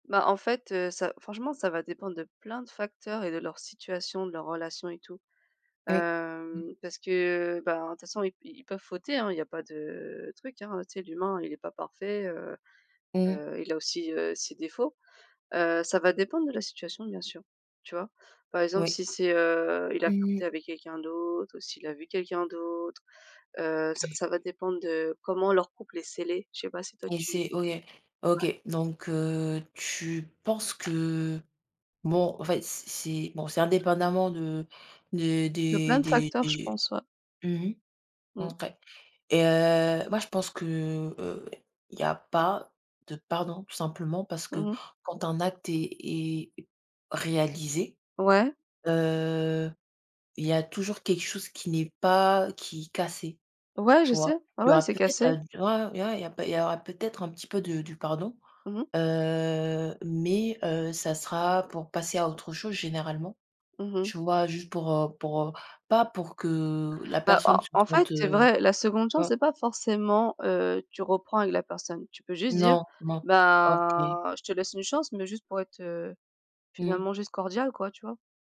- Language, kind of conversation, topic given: French, unstructured, Penses-tu que tout le monde mérite une seconde chance ?
- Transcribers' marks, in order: stressed: "plein"; tapping; other noise; stressed: "pas"; unintelligible speech; drawn out: "Heu"; drawn out: "ben"